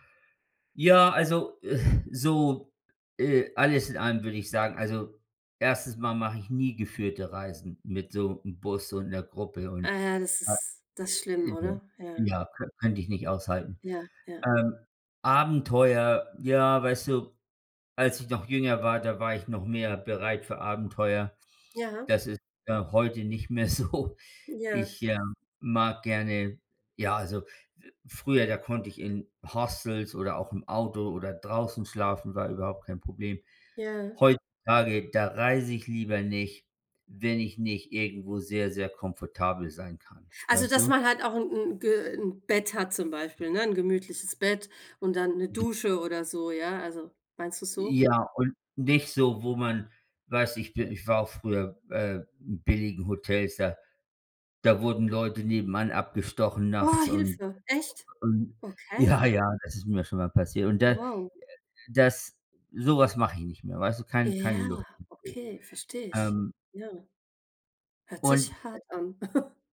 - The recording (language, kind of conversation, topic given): German, unstructured, Was bedeutet für dich Abenteuer beim Reisen?
- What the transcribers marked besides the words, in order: unintelligible speech; laughing while speaking: "so"; unintelligible speech; other noise; afraid: "Oh, Hilfe"; laughing while speaking: "ja"; other background noise; chuckle